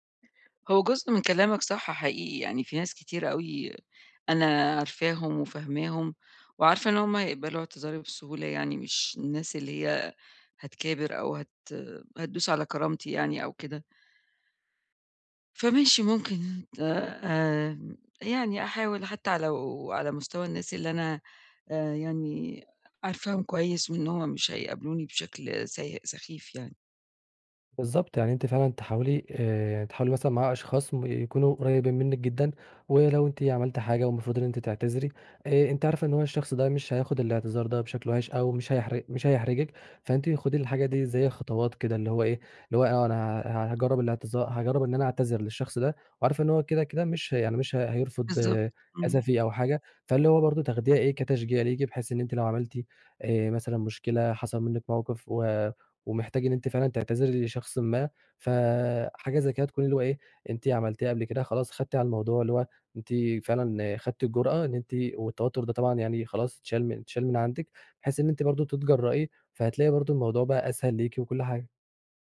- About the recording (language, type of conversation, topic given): Arabic, advice, إزاي أقدر أعتذر بصدق وأنا حاسس بخجل أو خايف من رد فعل اللي قدامي؟
- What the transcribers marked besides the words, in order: other background noise